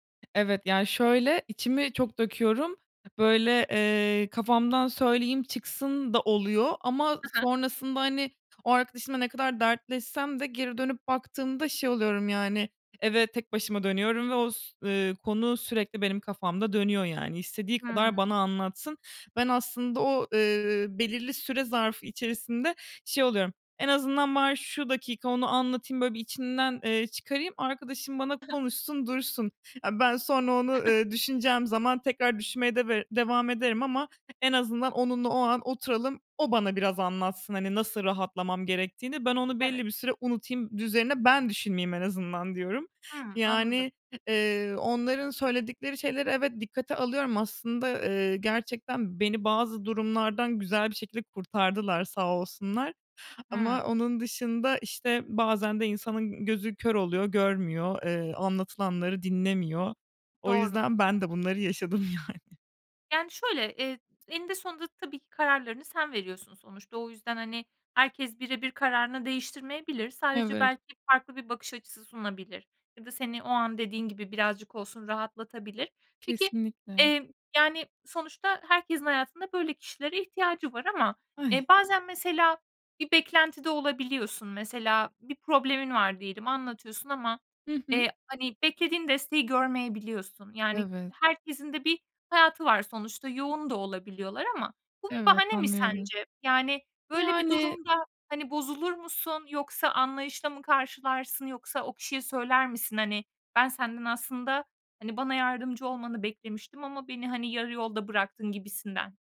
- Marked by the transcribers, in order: other background noise; chuckle; laughing while speaking: "yani"
- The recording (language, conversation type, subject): Turkish, podcast, Sosyal destek stresle başa çıkmanda ne kadar etkili oluyor?